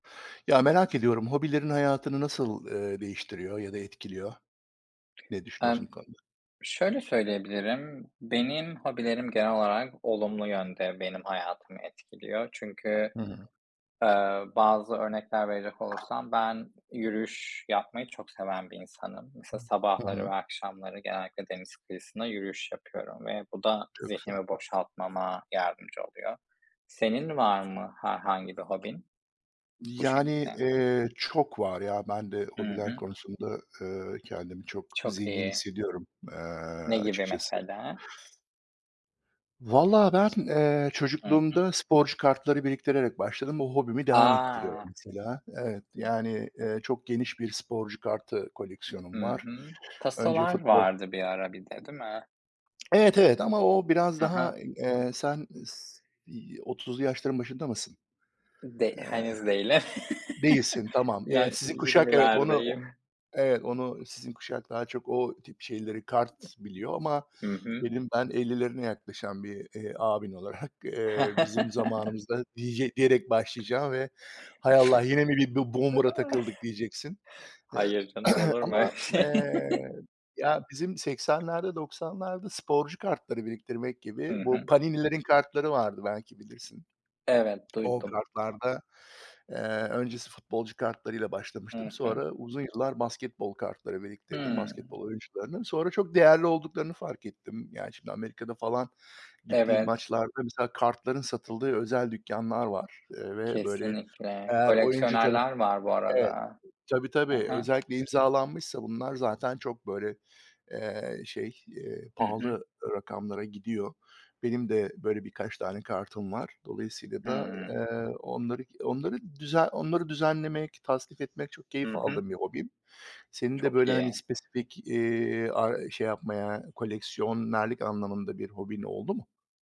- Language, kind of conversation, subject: Turkish, unstructured, Hobilerin hayatını nasıl değiştiriyor?
- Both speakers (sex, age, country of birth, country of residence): male, 25-29, Turkey, Spain; male, 45-49, Turkey, United States
- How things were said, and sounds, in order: other background noise; tapping; lip smack; laughing while speaking: "değilim"; chuckle; laughing while speaking: "olarak"; chuckle; in English: "boomer'a"; chuckle; throat clearing; laughing while speaking: "şey?"; chuckle